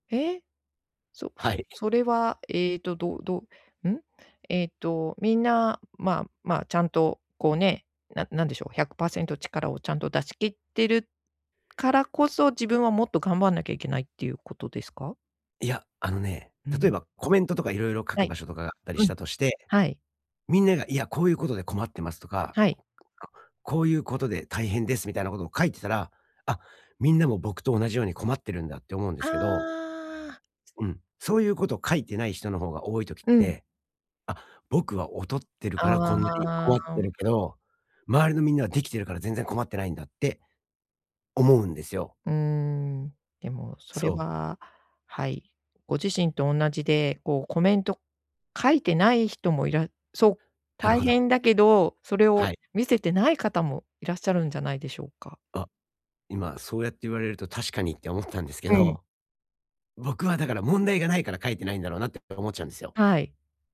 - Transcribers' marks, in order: other noise; other background noise
- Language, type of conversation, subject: Japanese, advice, 自分の能力に自信が持てない